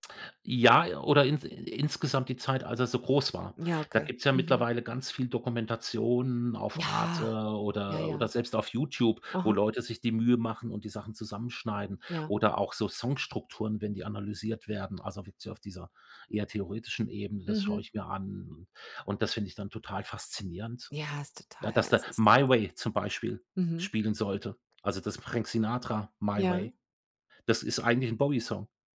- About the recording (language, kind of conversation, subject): German, podcast, Was macht für dich ein unvergessliches Live-Erlebnis aus?
- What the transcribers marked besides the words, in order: none